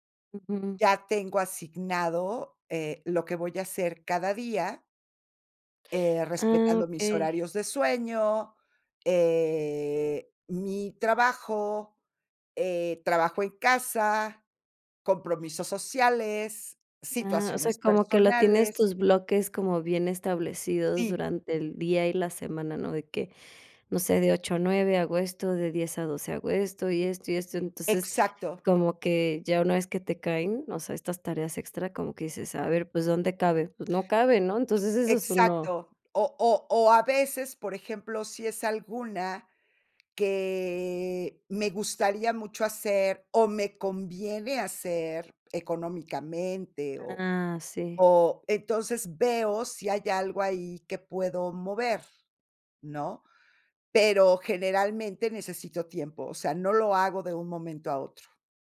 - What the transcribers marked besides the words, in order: drawn out: "eh"; other background noise
- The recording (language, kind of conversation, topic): Spanish, podcast, ¿Cómo decides cuándo decir no a tareas extra?